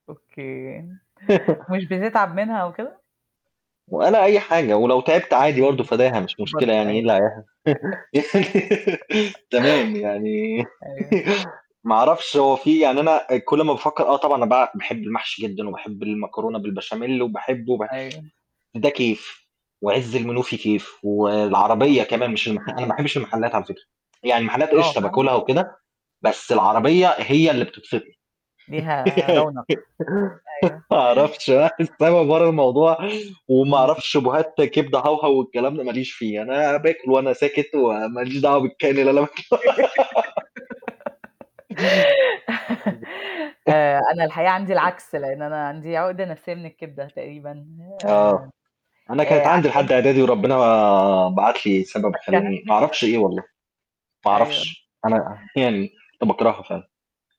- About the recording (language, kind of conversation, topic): Arabic, unstructured, إيه أحلى ذكرى عندك مرتبطة بأكلة معيّنة؟
- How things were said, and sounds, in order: static; tapping; laugh; laugh; tsk; unintelligible speech; laugh; laughing while speaking: "ما أعرفتش برّه الموضوع"; unintelligible speech; unintelligible speech; laugh; unintelligible speech